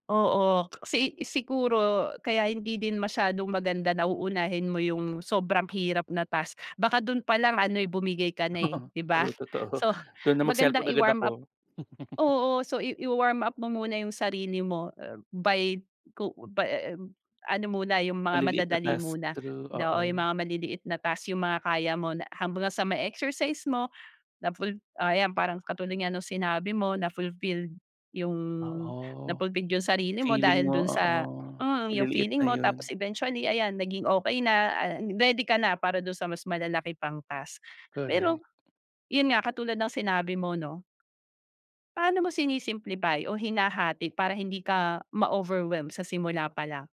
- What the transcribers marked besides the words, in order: tapping; laughing while speaking: "Oo, true totoo"; sniff; chuckle
- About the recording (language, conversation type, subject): Filipino, podcast, Ano ang ginagawa mo para maputol ang siklo ng pagpapaliban?